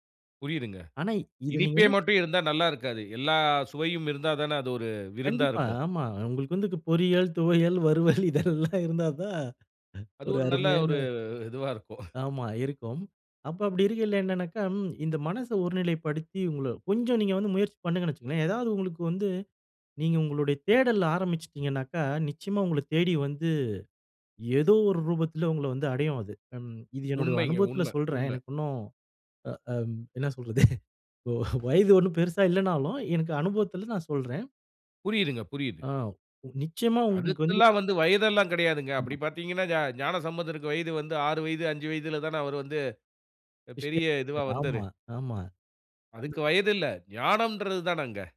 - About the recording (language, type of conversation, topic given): Tamil, podcast, அழுத்தம் அதிகமான நாளை நீங்கள் எப்படிச் சமாளிக்கிறீர்கள்?
- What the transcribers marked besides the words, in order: laughing while speaking: "வறுவல் இதெல்லாம் இருந்தா தான் அ ஒரு அருமையான"; laughing while speaking: "இருக்கும்"; lip smack; laughing while speaking: "என்ன சொல்றது. இப்போ வயது ஒண்ணும் பெருசா இல்லனாலும்"; unintelligible speech; "வந்தாரு" said as "வந்தரு"; other background noise